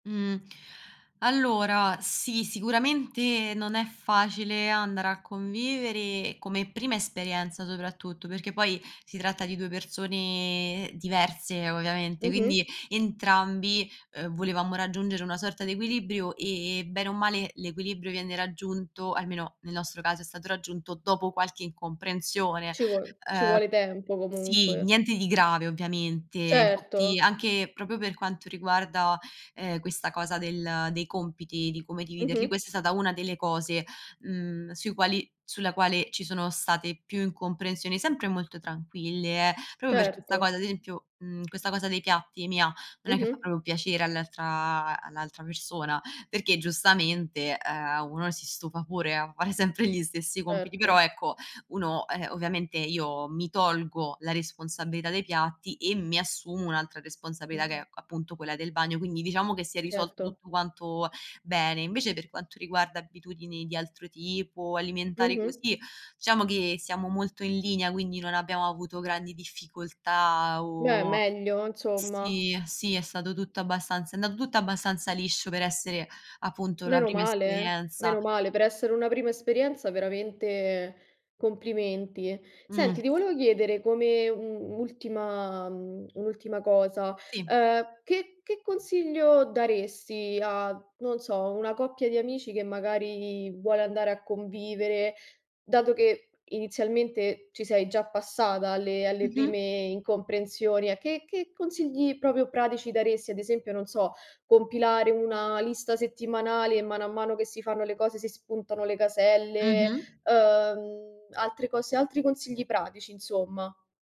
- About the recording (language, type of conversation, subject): Italian, podcast, Com’è organizzata la divisione dei compiti in casa con la famiglia o con i coinquilini?
- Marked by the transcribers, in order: drawn out: "persone"; drawn out: "all'altra"; laughing while speaking: "sempre"; "Certo" said as "erto"; other background noise